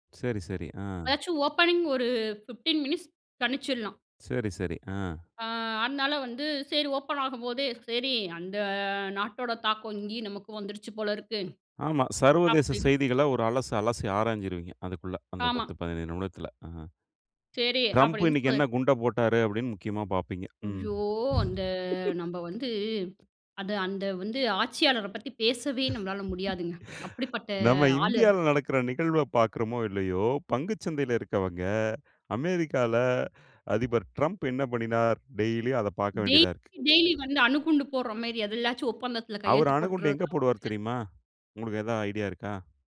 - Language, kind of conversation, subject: Tamil, podcast, உங்கள் தினசரி கைப்பேசி பயன்படுத்தும் பழக்கத்தைப் பற்றி சொல்ல முடியுமா?
- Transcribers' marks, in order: other noise; in English: "ஓப்பனிங்"; in English: "ஃபிப்டீன் மினிட்ஸ்"; drawn out: "அ"; drawn out: "அந்த"; drawn out: "ஐயோ!"; chuckle; laugh; in English: "ஐடியா"